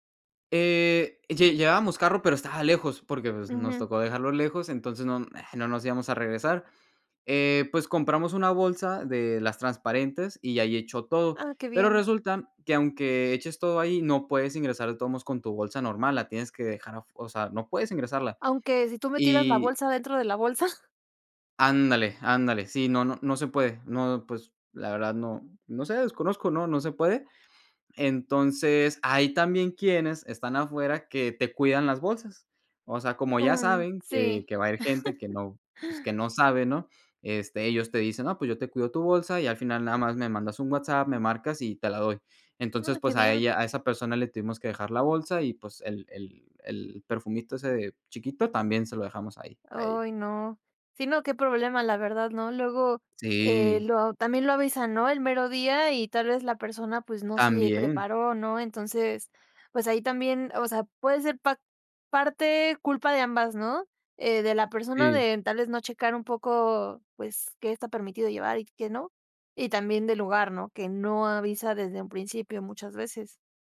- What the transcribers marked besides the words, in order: chuckle
- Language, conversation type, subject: Spanish, podcast, ¿Qué consejo le darías a alguien que va a su primer concierto?